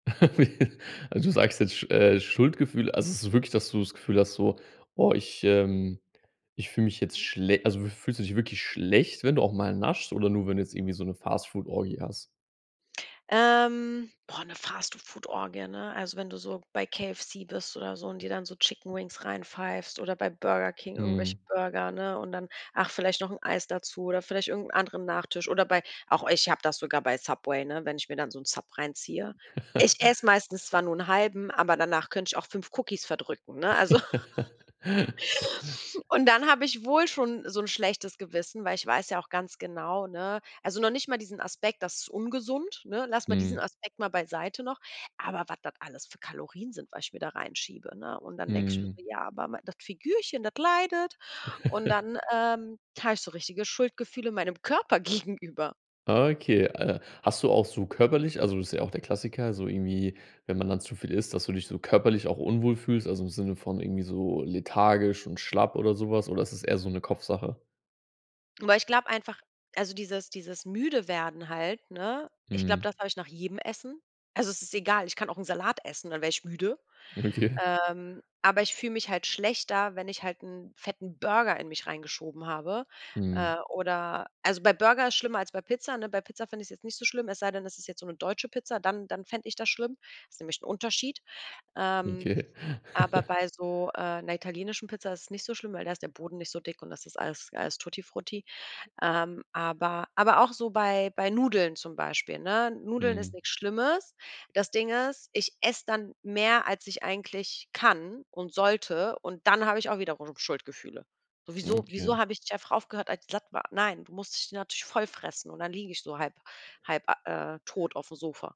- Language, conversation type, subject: German, advice, Wie fühlt sich dein schlechtes Gewissen an, nachdem du Fastfood oder Süßigkeiten gegessen hast?
- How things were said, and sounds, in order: laugh; laughing while speaking: "Wie"; laugh; laugh; laugh; laughing while speaking: "Okay"; laughing while speaking: "Okay"; chuckle